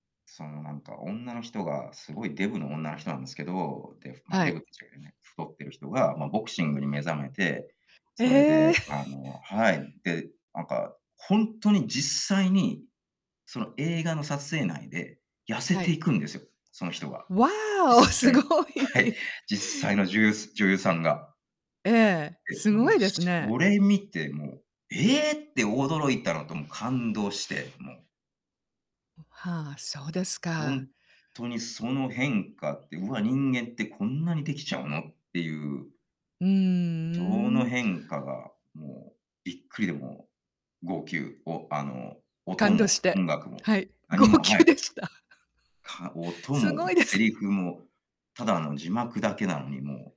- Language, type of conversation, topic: Japanese, unstructured, 映画やドラマを見て泣いたのはなぜですか？
- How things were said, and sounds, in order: laughing while speaking: "はい"; surprised: "ええ"; laughing while speaking: "号泣でした。すごいですね"